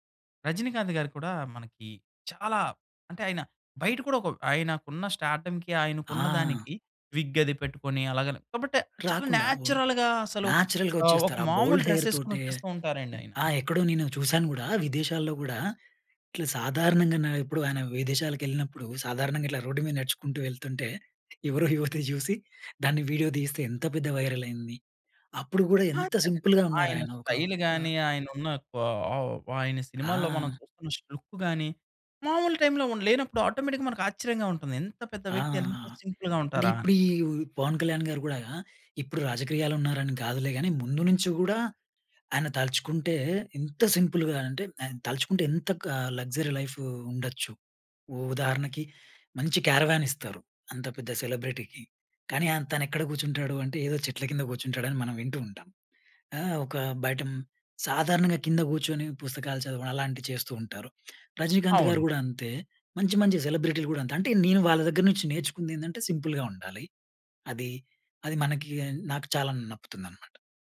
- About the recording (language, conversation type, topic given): Telugu, podcast, మీ సంస్కృతి మీ వ్యక్తిగత శైలిపై ఎలా ప్రభావం చూపిందని మీరు భావిస్తారు?
- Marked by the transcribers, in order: stressed: "చాలా"; in English: "స్టార్డమ్‌కి"; in English: "విగ్"; in English: "నేచురల్‌గా"; in English: "నేచురల్‌గా"; in English: "డ్రెస్"; in English: "బోల్డ్ హెయిర్"; tapping; laughing while speaking: "ఎవరో యువతి చూసి"; in English: "వైరల్"; in English: "సింపుల్‌గా"; in English: "స్టైల్‌గాని"; in English: "ఆటోమేటిక్‌గా"; in English: "సింపుల్‌గా"; in English: "సింపుల్‌గా"; in English: "లగ్జరీ లైఫ్"; in English: "కరేవాన్"; in English: "సెలబ్రిటీకి"; in English: "సెలబ్రిటీలు"; in English: "సింపుల్‌గా"